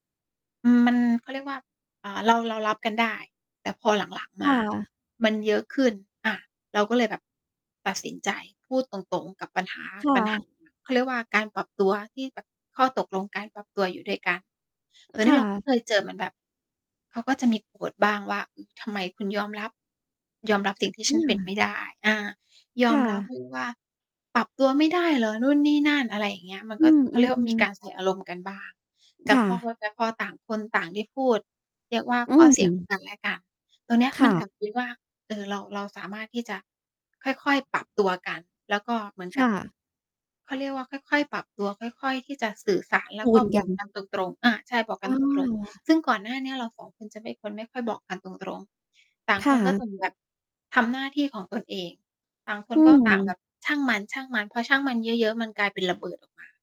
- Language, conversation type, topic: Thai, unstructured, เมื่อไหร่เราควรพูดสิ่งที่คิดตรงๆ แม้อาจทำให้คนโกรธ?
- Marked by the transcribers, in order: static; distorted speech